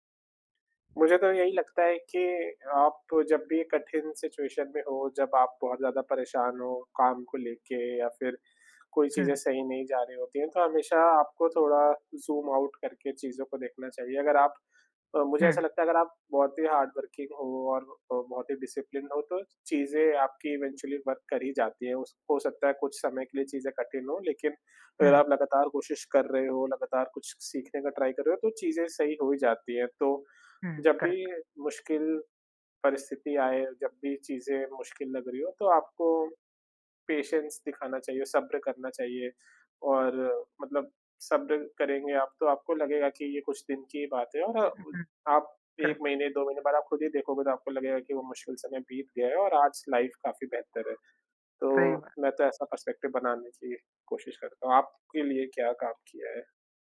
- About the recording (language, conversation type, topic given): Hindi, unstructured, आप अपनी शाम को अधिक आरामदायक कैसे बनाते हैं?
- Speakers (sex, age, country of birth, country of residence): male, 20-24, India, India; male, 25-29, India, India
- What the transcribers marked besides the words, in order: tapping; in English: "सिचुएशन"; in English: "ज़ूम आउट"; in English: "हार्डवर्किंग"; in English: "डिसिप्लिनड"; in English: "इवेंचुअली वर्क"; in English: "ट्राई"; in English: "करेक्ट"; in English: "पेशेंस"; in English: "करेक्ट"; in English: "लाइफ़"; in English: "पर्सपेक्टिव"